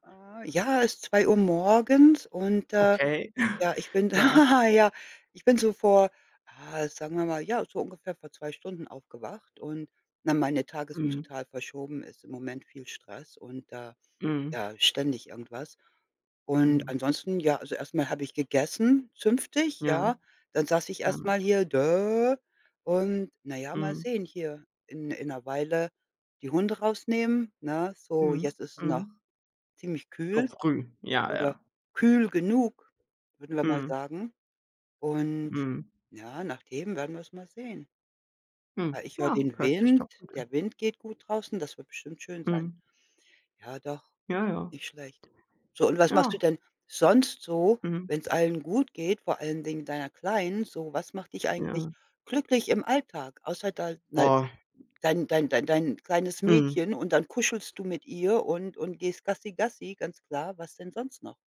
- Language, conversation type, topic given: German, unstructured, Was macht dich in deinem Alltag glücklich?
- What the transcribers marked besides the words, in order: chuckle; laughing while speaking: "da"; other background noise; unintelligible speech